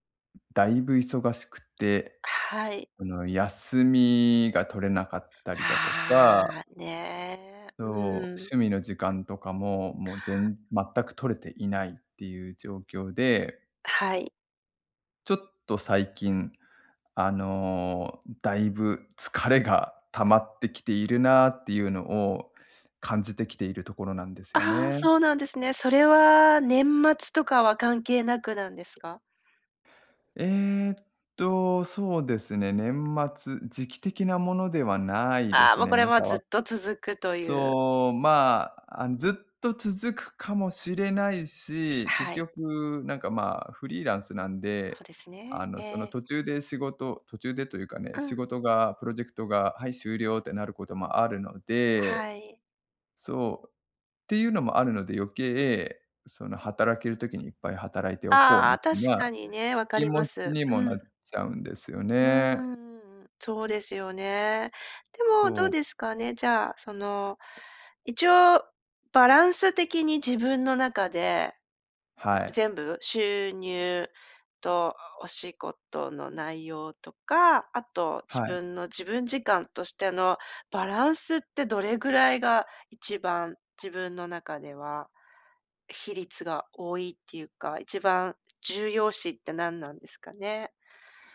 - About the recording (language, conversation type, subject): Japanese, advice, 休息や趣味の時間が取れず、燃え尽きそうだと感じるときはどうすればいいですか？
- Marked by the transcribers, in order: none